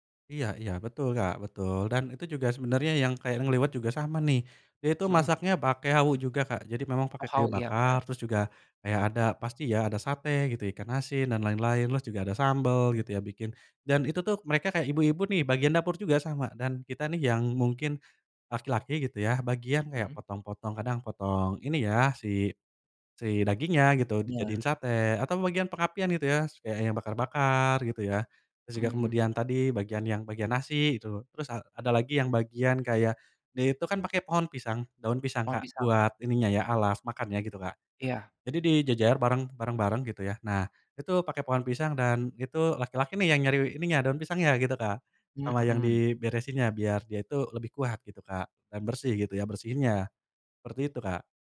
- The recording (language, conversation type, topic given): Indonesian, podcast, Bagaimana tradisi makan keluarga Anda saat mudik atau pulang kampung?
- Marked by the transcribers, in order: none